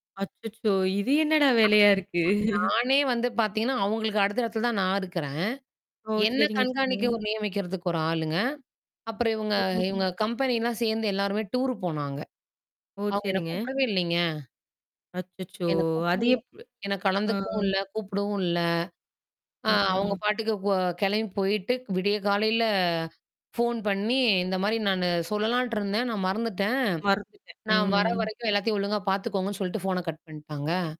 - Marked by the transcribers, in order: other background noise; chuckle; static; in English: "டூர்"; tapping; drawn out: "ம்"
- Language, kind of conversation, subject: Tamil, podcast, உண்மையைச் சொன்ன பிறகு நீங்கள் எப்போதாவது வருந்தியுள்ளீர்களா?